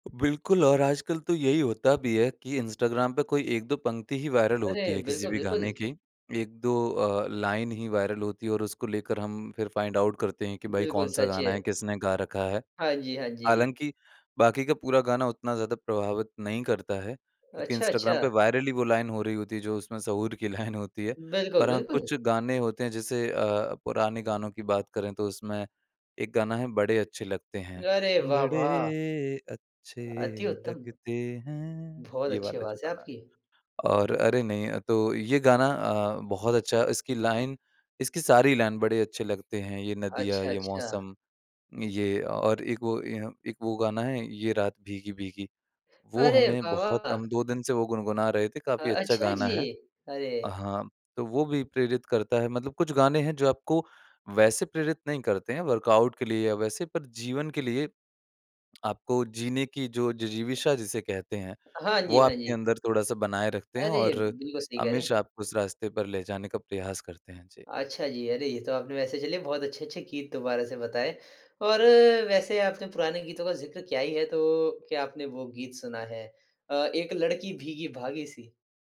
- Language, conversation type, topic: Hindi, podcast, किस गाने ने आपकी सोच बदल दी या आपको प्रेरित किया?
- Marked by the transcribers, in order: in English: "वायरल"; in English: "लाइन"; in English: "वायरल"; in English: "फाइंड आउट"; in English: "वायरल"; in English: "लाइन"; laughing while speaking: "लाइन"; in English: "लाइन"; singing: "बड़े अच्छे लगते हैं"; in English: "लाइन"; in English: "लाइन"; in English: "वर्कआउट"